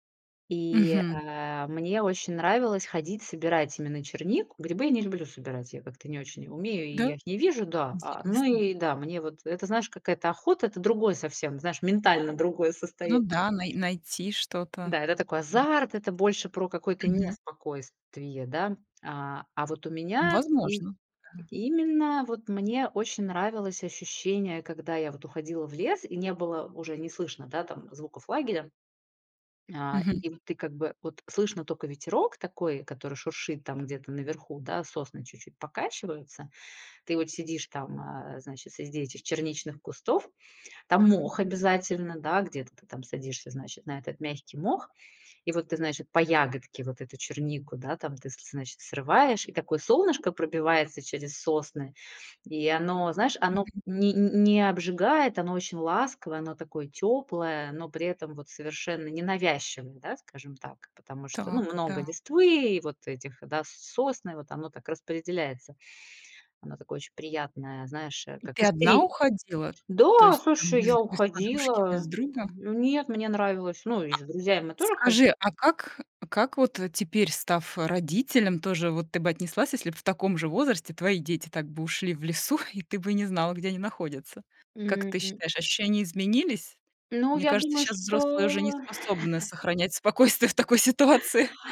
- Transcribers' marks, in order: other background noise; laughing while speaking: "лесу"; laughing while speaking: "сохранять спокойствие в такой ситуации"; laugh
- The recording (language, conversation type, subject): Russian, podcast, Чему тебя учит молчание в горах или в лесу?